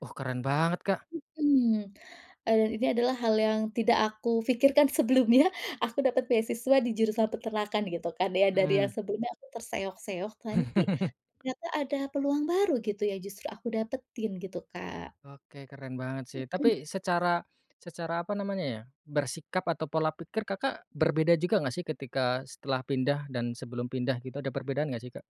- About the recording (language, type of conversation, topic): Indonesian, podcast, Pernahkah kamu mengalami momen kegagalan yang justru membuka peluang baru?
- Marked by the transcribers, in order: laughing while speaking: "sebelumnya"; chuckle; tapping; "tapi" said as "tanpi"